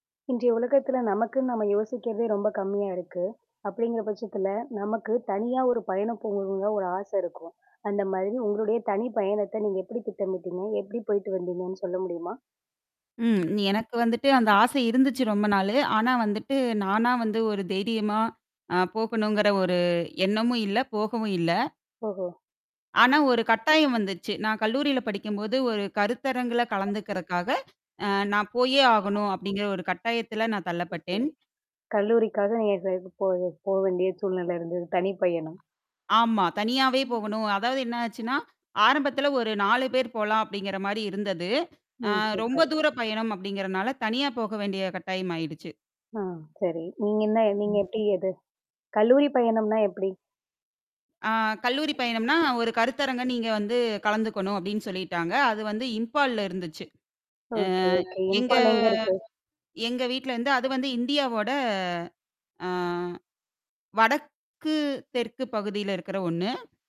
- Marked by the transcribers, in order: other background noise; static; unintelligible speech; in English: "ஓகே, ஓகே"; drawn out: "வடக்கு"
- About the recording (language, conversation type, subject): Tamil, podcast, முதல்முறையாக தனியாக சென்னைக்கு பயணம் செய்ய நீங்கள் எப்படி திட்டமிட்டீர்கள்?